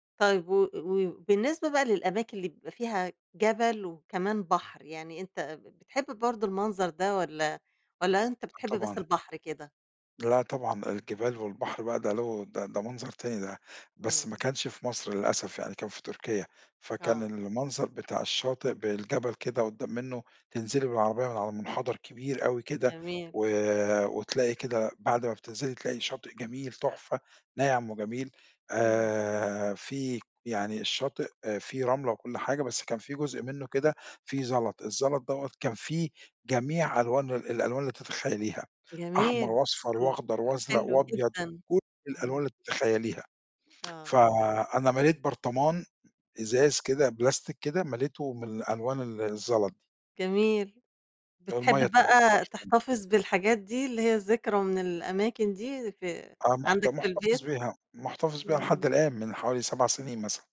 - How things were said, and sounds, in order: tapping; other background noise
- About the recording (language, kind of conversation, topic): Arabic, podcast, إحكيلي عن مكان طبيعي أثّر فيك؟